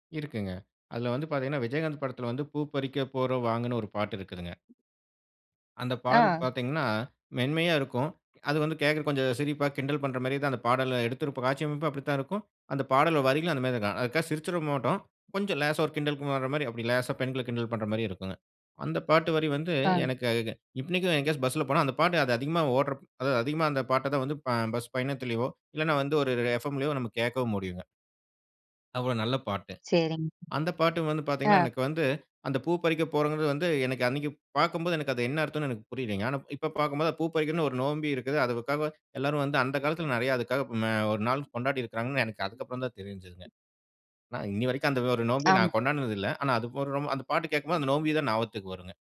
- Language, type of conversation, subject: Tamil, podcast, பாடல் வரிகள் உங்கள் நெஞ்சை எப்படித் தொடுகின்றன?
- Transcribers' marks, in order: other background noise; "இன்னிக்கும்" said as "இப்பினிக்கும்"; other noise; "அதுக்கு" said as "அக்கு"